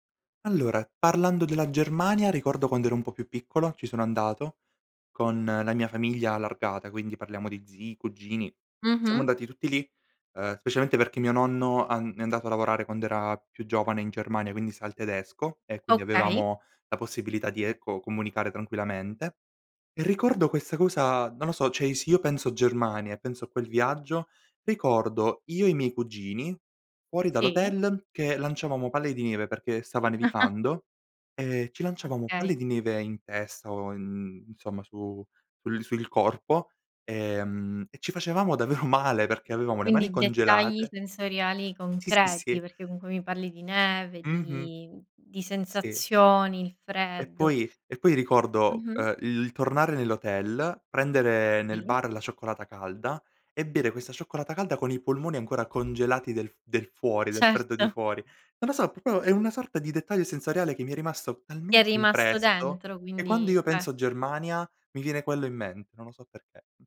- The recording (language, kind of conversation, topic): Italian, podcast, Qual è stato un viaggio che ti ha cambiato la vita?
- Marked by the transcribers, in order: other background noise; tapping; chuckle; laughing while speaking: "davvero"; "proprio" said as "popio"; chuckle